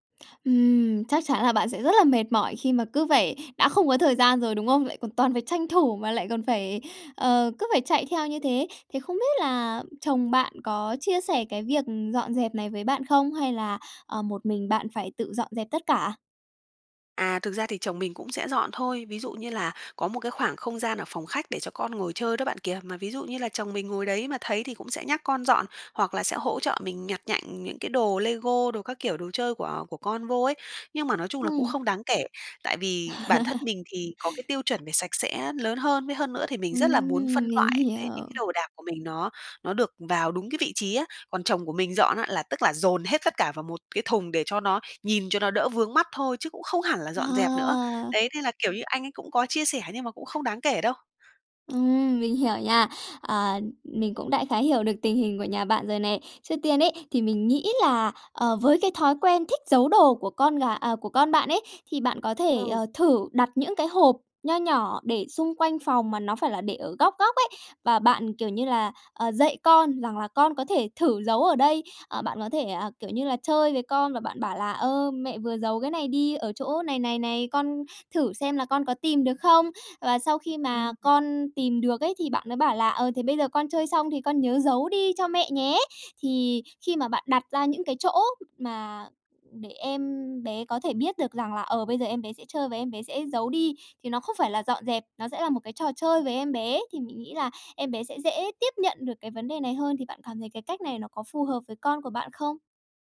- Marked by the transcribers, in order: tapping; laugh; background speech; other background noise
- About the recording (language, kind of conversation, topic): Vietnamese, advice, Làm thế nào để xây dựng thói quen dọn dẹp và giữ nhà gọn gàng mỗi ngày?